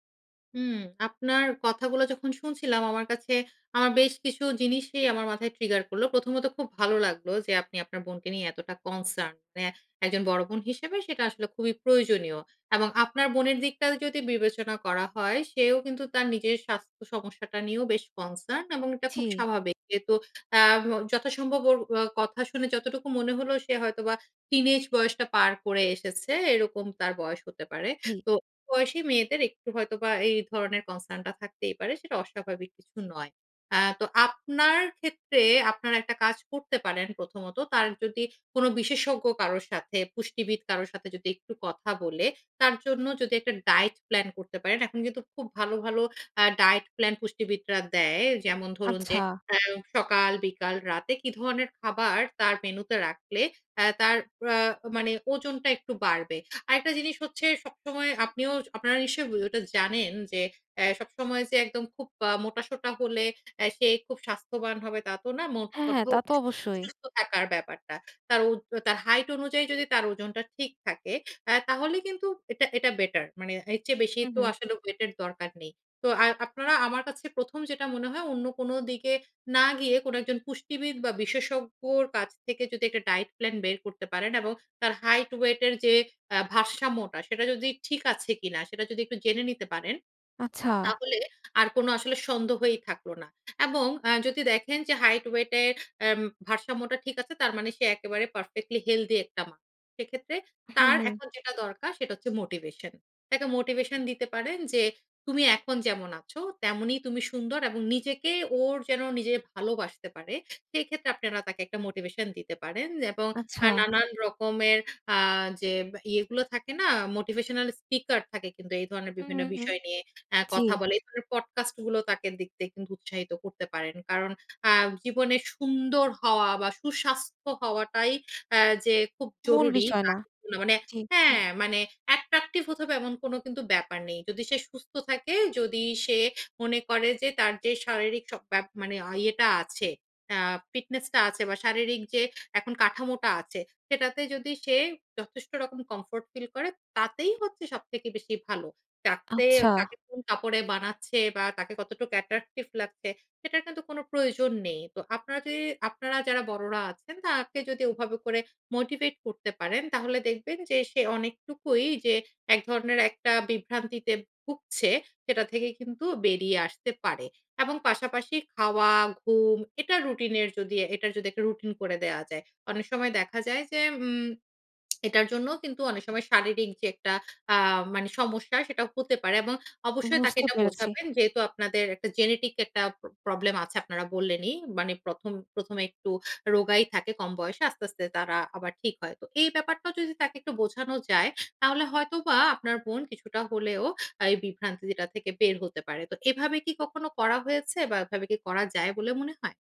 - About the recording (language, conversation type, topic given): Bengali, advice, ফিটনেস লক্ষ্য ঠিক না হওয়ায় বিভ্রান্তি ও সিদ্ধান্তহীনতা
- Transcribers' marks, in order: tapping; other background noise; lip smack